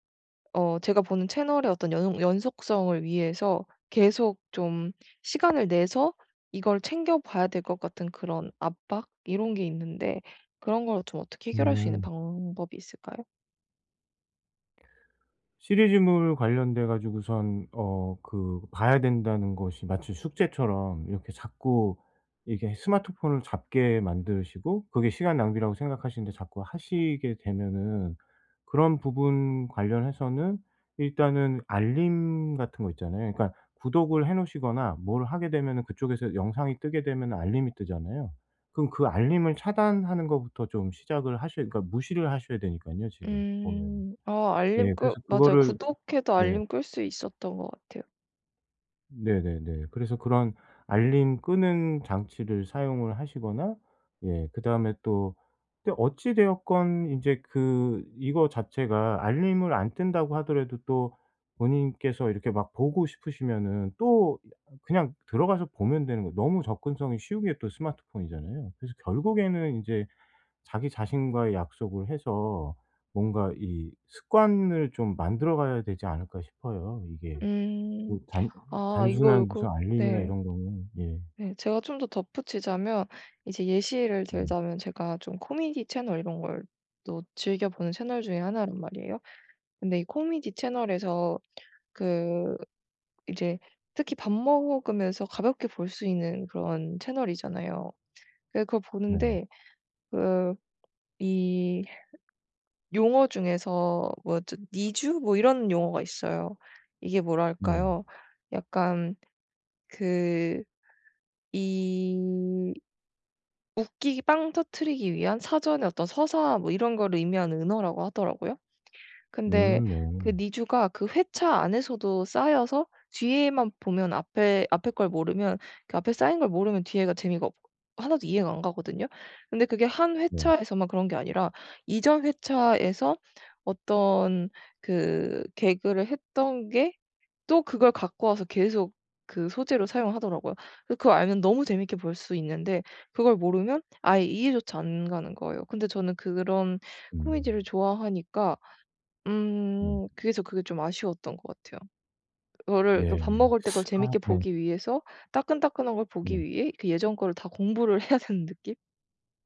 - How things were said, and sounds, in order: tapping; other background noise; teeth sucking; laughing while speaking: "해야"
- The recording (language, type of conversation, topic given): Korean, advice, 미디어를 과하게 소비하는 습관을 줄이려면 어디서부터 시작하는 게 좋을까요?